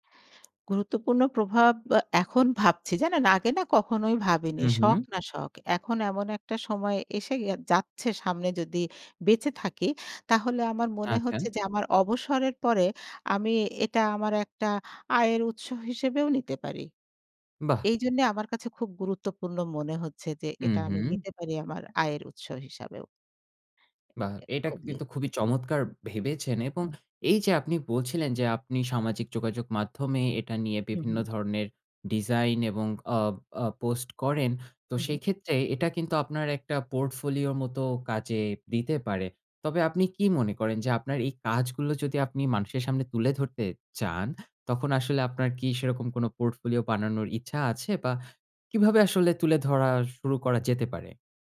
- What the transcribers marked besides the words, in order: none
- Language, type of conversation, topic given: Bengali, podcast, তোমার সবচেয়ে প্রিয় শখ কোনটি, আর সেটা তোমার ভালো লাগে কেন?